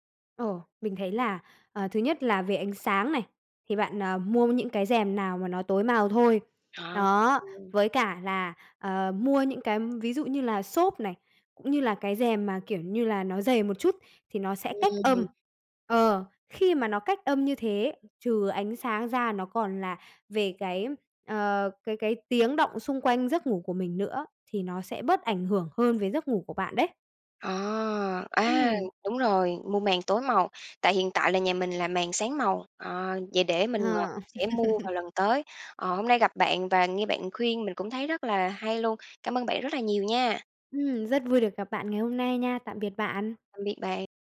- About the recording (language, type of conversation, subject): Vietnamese, advice, Làm thế nào để giảm tình trạng mất tập trung do thiếu ngủ?
- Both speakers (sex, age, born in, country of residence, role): female, 30-34, Vietnam, Vietnam, user; female, 45-49, Vietnam, Vietnam, advisor
- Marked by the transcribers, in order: tapping; other background noise; laugh